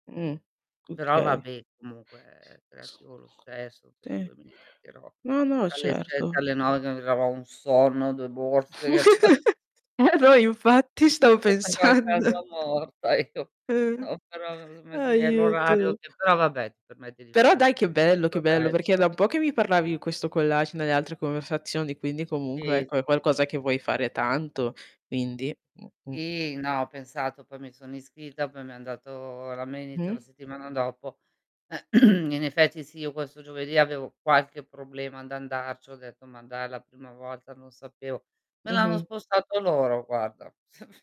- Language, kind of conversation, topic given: Italian, unstructured, Quale abilità ti piacerebbe imparare quest’anno?
- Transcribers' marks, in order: tapping; unintelligible speech; laugh; laughing while speaking: "Eh, no infatti stavo pensando"; laughing while speaking: "ciò"; unintelligible speech; unintelligible speech; distorted speech; other background noise; throat clearing; chuckle